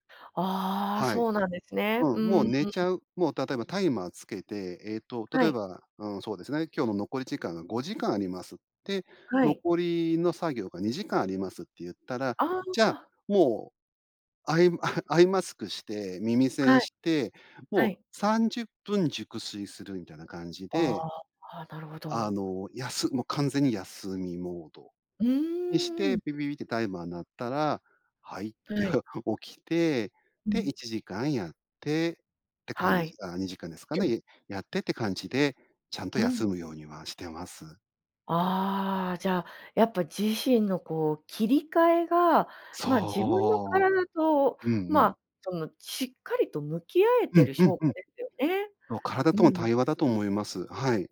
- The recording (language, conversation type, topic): Japanese, podcast, 休むべきときと頑張るべきときは、どう判断すればいいですか？
- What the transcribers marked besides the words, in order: chuckle; chuckle